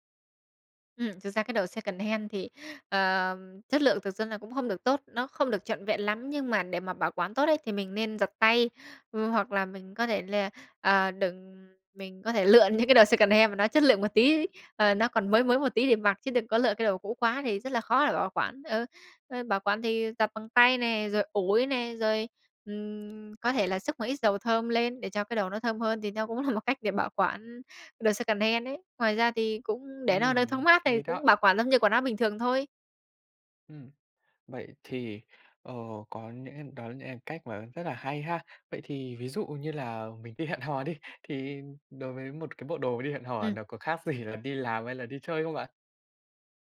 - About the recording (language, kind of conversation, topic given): Vietnamese, podcast, Làm sao để phối đồ đẹp mà không tốn nhiều tiền?
- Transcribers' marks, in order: in English: "secondhand"; laughing while speaking: "những"; in English: "secondhand"; other background noise; laughing while speaking: "cũng"; in English: "secondhand"; laughing while speaking: "gì"